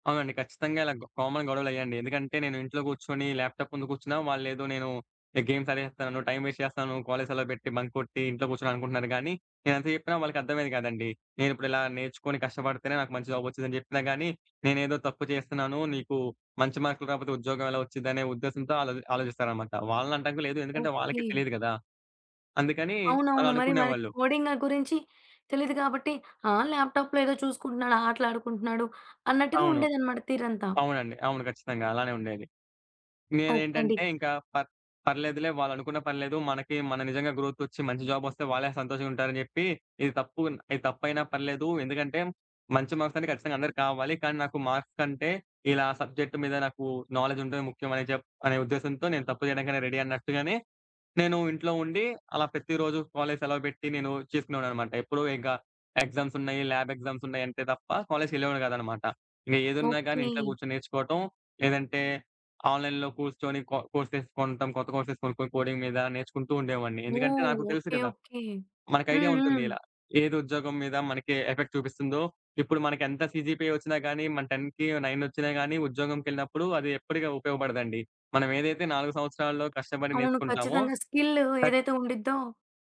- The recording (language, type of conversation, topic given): Telugu, podcast, పెరుగుదల కోసం తప్పులను స్వీకరించే మనస్తత్వాన్ని మీరు ఎలా పెంచుకుంటారు?
- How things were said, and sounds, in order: in English: "కామన్"; in English: "ల్యాప్‌టాప్"; in English: "గేమ్స్"; in English: "టైమ్ వేస్ట్"; in English: "బంక్"; in English: "ల్యాప్‌టాప్‌లో"; in English: "మార్క్స్"; in English: "మార్క్స్"; in English: "సబ్జెక్ట్"; in English: "ల్యాబ్"; in English: "ఆన్‌లైన్‌లో"; in English: "కో కోర్సెస్"; in English: "కోర్సెస్"; in English: "కోడింగ్"; tapping; in English: "ఎఫెక్ట్"; in English: "సీజీపీ"; in English: "టెన్‌కి"